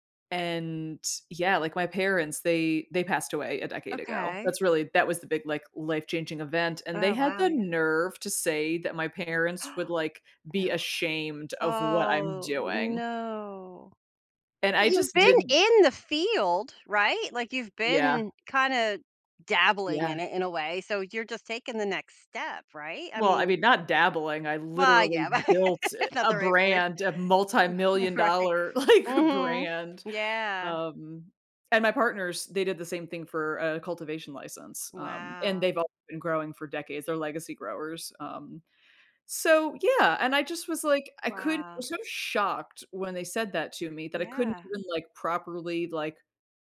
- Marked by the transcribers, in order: tapping; background speech; gasp; drawn out: "Oh, no"; laugh; laughing while speaking: "like"; chuckle; other background noise; laughing while speaking: "Right"
- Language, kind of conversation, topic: English, advice, How should I share good news with my family?
- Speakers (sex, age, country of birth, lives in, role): female, 45-49, United States, United States, user; female, 50-54, United States, United States, advisor